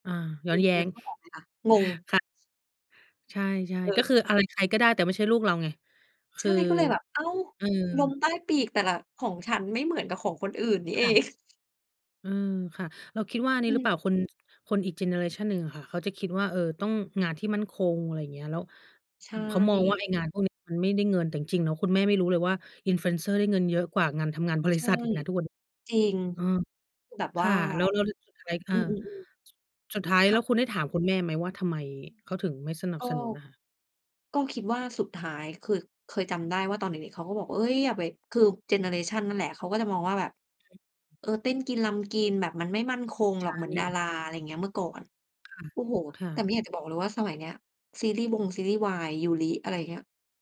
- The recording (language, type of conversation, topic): Thai, unstructured, ถ้าคนรอบข้างไม่สนับสนุนความฝันของคุณ คุณจะทำอย่างไร?
- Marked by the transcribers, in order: chuckle; chuckle; unintelligible speech; tapping